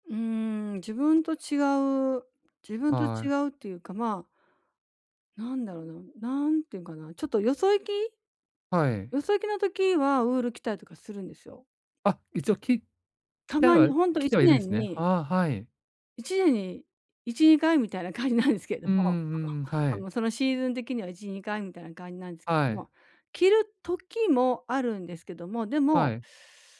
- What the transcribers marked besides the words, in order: laughing while speaking: "感じなんですけども"
- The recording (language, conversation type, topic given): Japanese, advice, どうすれば自分に似合う服を見つけられますか？